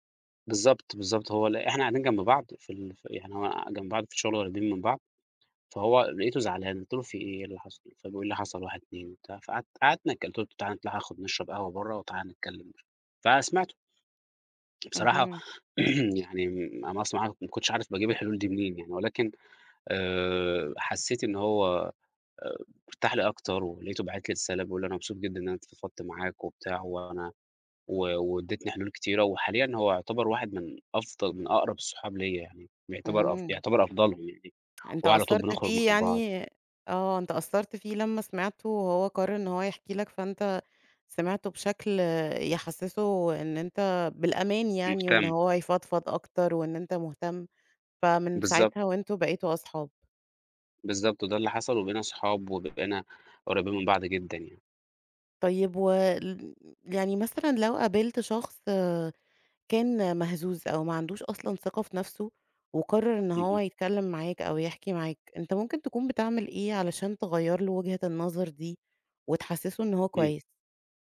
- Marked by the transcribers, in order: throat clearing; other background noise
- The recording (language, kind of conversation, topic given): Arabic, podcast, إزاي بتستخدم الاستماع عشان تبني ثقة مع الناس؟